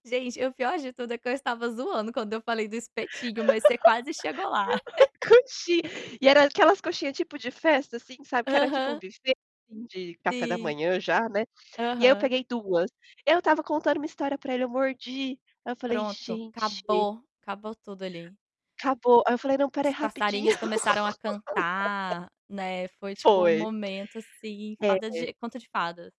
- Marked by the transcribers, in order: laugh; laughing while speaking: "Coxinha"; laugh; tapping; laugh
- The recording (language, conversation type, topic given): Portuguese, unstructured, Qual é a melhor lembrança que você tem de um encontro romântico?